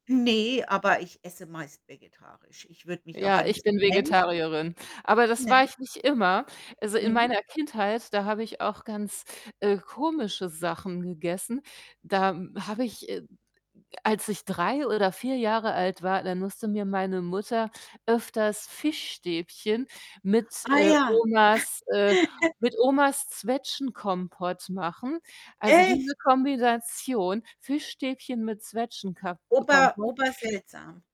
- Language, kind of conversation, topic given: German, unstructured, Welches Essen erinnert dich an deine Kindheit?
- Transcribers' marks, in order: distorted speech; other background noise; chuckle; "Zwetschgenkompott" said as "Zwetschenkompott"; surprised: "Echt?"